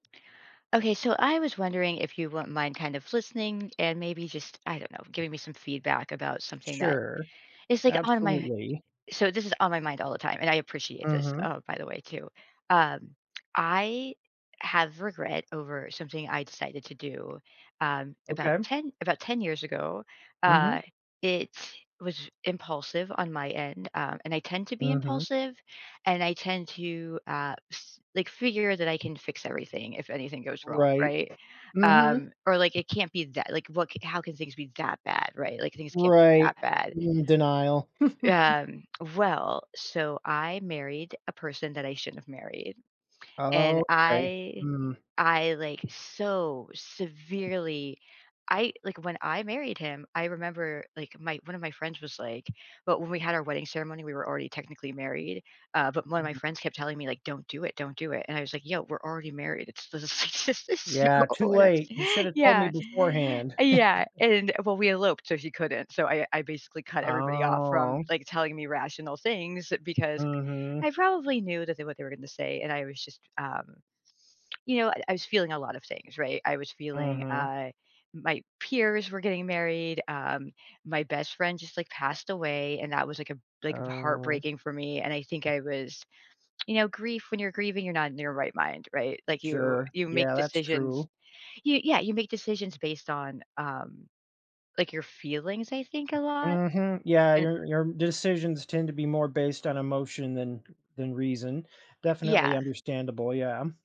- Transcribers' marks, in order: tapping; other background noise; chuckle; laughing while speaking: "It's this is just this is so whatev"; chuckle; drawn out: "Oh"; tsk
- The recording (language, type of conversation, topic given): English, advice, How can I move past regret from a decision?